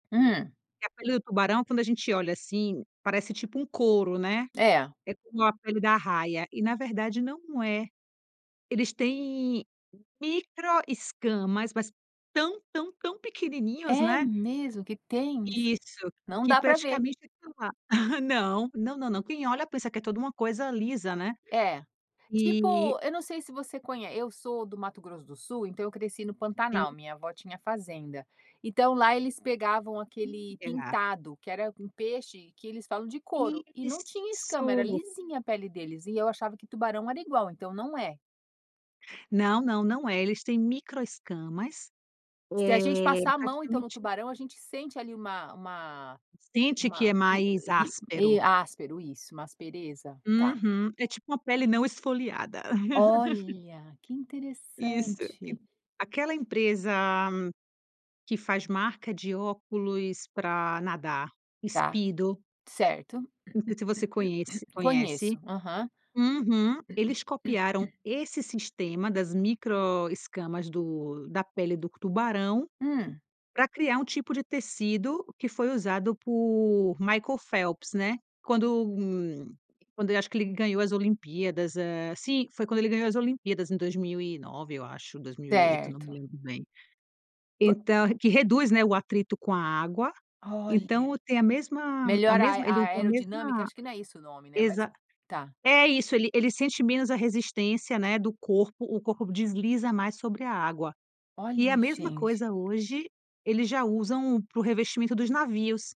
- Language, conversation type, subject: Portuguese, podcast, Como a natureza inspira soluções para os problemas do dia a dia?
- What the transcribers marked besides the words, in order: chuckle; unintelligible speech; drawn out: "Isso"; laugh; throat clearing; throat clearing; other noise; tapping